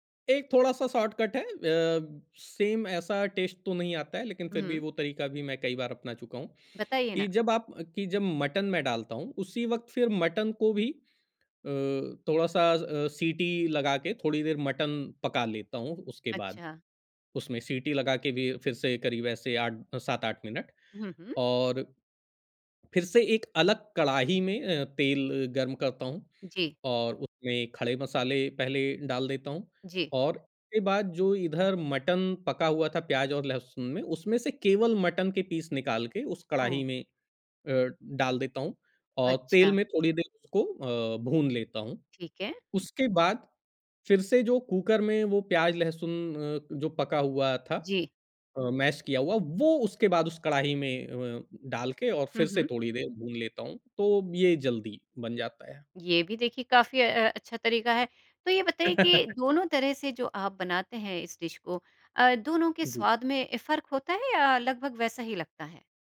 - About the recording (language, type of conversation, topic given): Hindi, podcast, खाना बनाते समय आपके पसंदीदा तरीके क्या हैं?
- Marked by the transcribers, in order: in English: "शॉर्टकट"; in English: "सेम"; in English: "टेस्ट"; tapping; in English: "पीस"; in English: "मैश"; laugh; in English: "डिश"